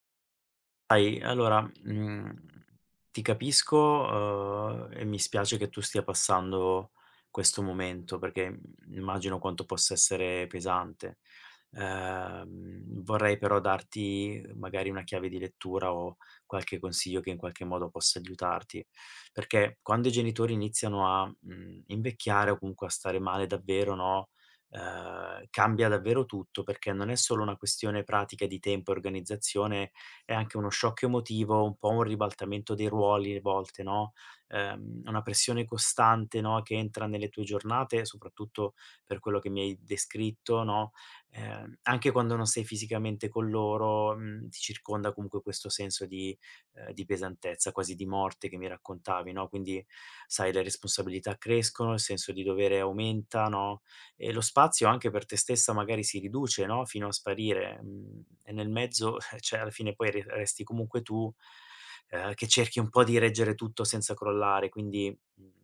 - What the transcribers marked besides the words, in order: tapping; drawn out: "uhm"; drawn out: "Ehm"; chuckle
- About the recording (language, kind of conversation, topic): Italian, advice, Come ti stanno influenzando le responsabilità crescenti nel prenderti cura dei tuoi genitori anziani malati?